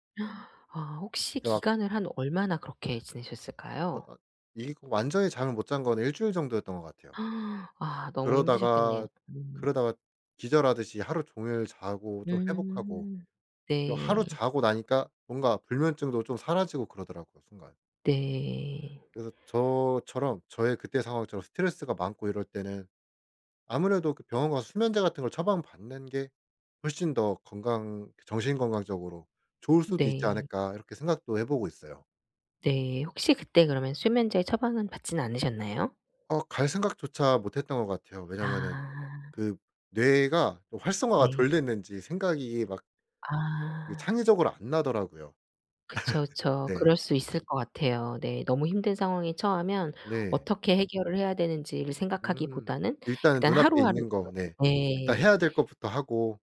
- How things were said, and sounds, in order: gasp; tapping; gasp; laugh; other background noise; unintelligible speech
- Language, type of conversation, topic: Korean, podcast, 수면은 회복에 얼마나 중요하다고 느끼시나요?